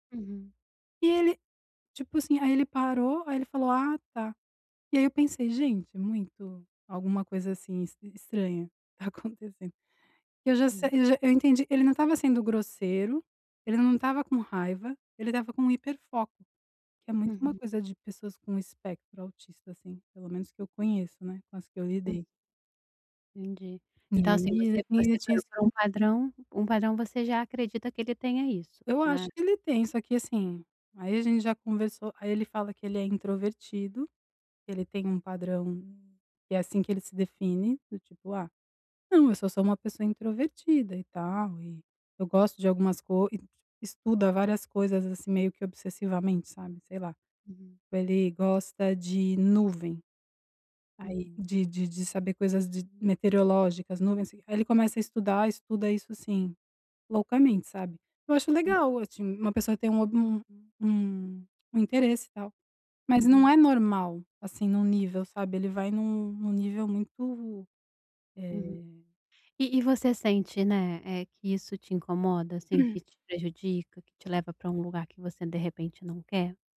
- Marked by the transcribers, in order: tapping; throat clearing
- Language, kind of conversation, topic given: Portuguese, advice, Como posso apoiar meu parceiro que enfrenta problemas de saúde mental?